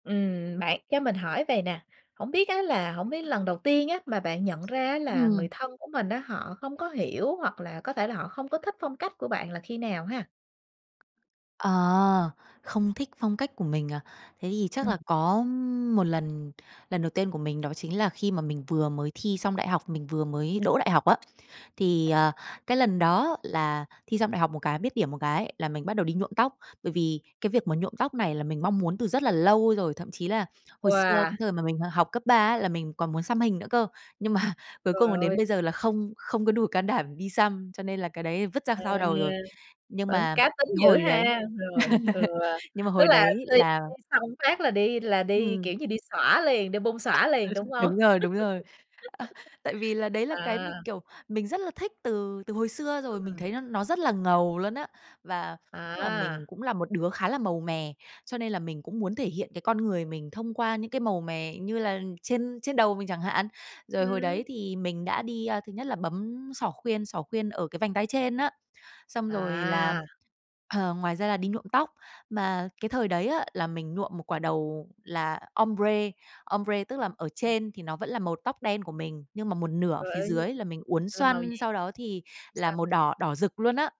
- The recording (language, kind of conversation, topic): Vietnamese, podcast, Bạn đối mặt thế nào khi người thân không hiểu phong cách của bạn?
- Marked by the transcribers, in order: tapping; other background noise; laughing while speaking: "mà"; laughing while speaking: "đủ can đảm"; laugh; laughing while speaking: "Ừ, đúng rồi, đúng rồi"; laugh; in English: "ombre. Ombre"